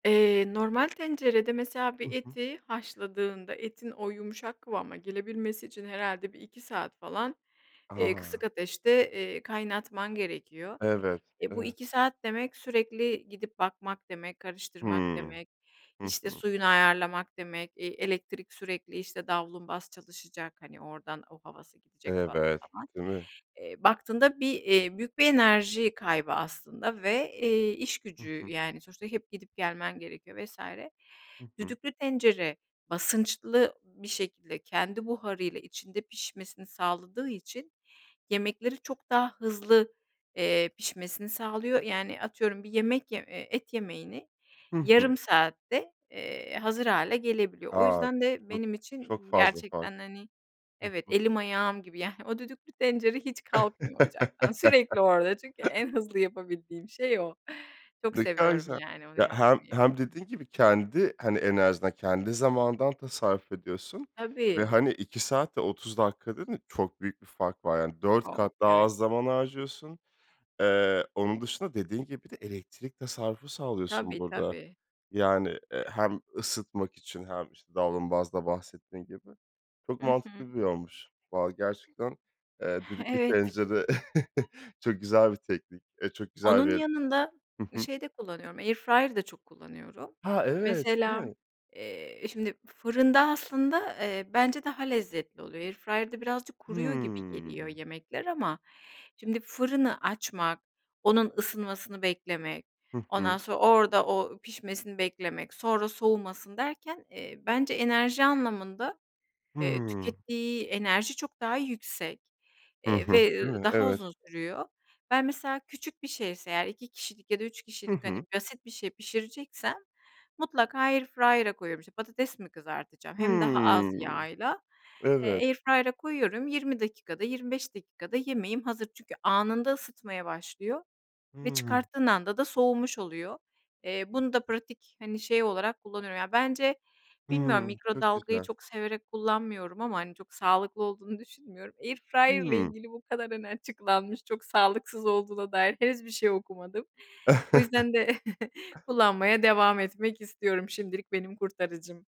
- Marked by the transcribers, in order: other background noise; chuckle; tapping; unintelligible speech; unintelligible speech; chuckle; chuckle
- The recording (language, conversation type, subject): Turkish, podcast, Hafta içi hangi pratik yemek tariflerini yapıyorsun?